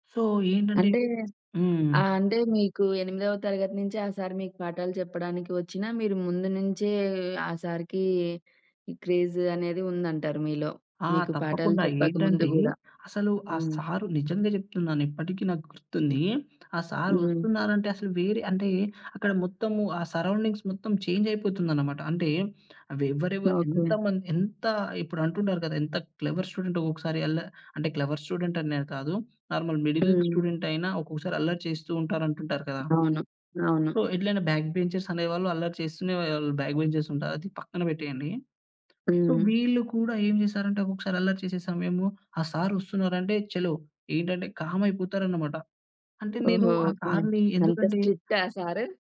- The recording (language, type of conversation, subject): Telugu, podcast, పాఠశాలలో ఏ గురువు వల్ల నీలో ప్రత్యేకమైన ఆసక్తి కలిగింది?
- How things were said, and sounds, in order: in English: "సో"; tapping; in English: "క్రేజ్"; in English: "సరౌండింగ్స్"; in English: "చేంజ్"; in English: "క్లెవర్ స్టూడెంట్"; in English: "క్లెవర్ స్టూడెంట్"; in English: "నార్మల్ మిడిల్ స్టూడెంట్"; other background noise; in English: "సో"; in English: "బ్యాక్ బెంచర్స్"; in English: "బ్యాక్ బెంచర్స్"; in English: "సో"; in English: "కామ్"